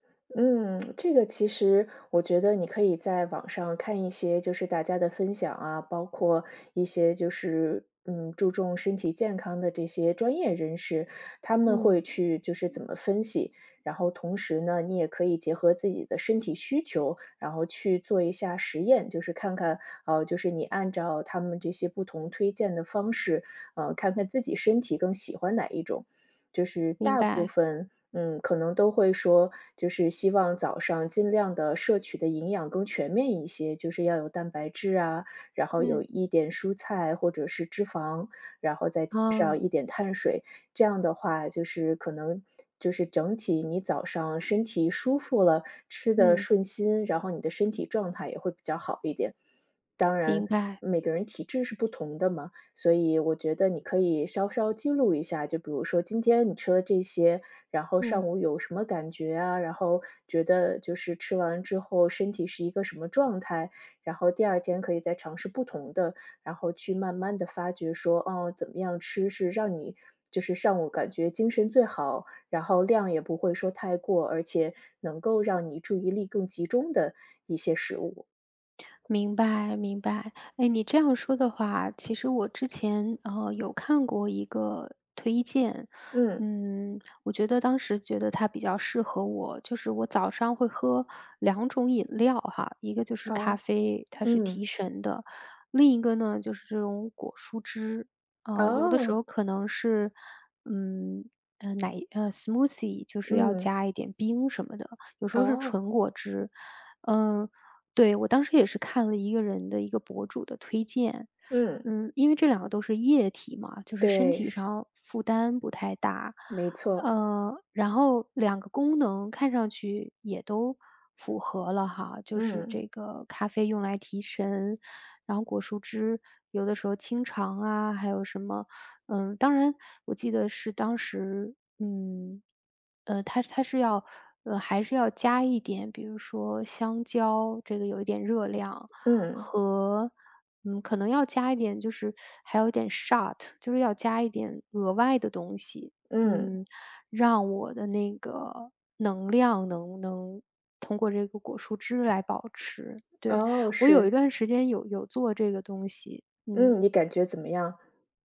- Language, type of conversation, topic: Chinese, advice, 不吃早餐会让你上午容易饿、注意力不集中吗？
- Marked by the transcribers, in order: tsk; other background noise; in English: "smoothie"; teeth sucking; in English: "shot"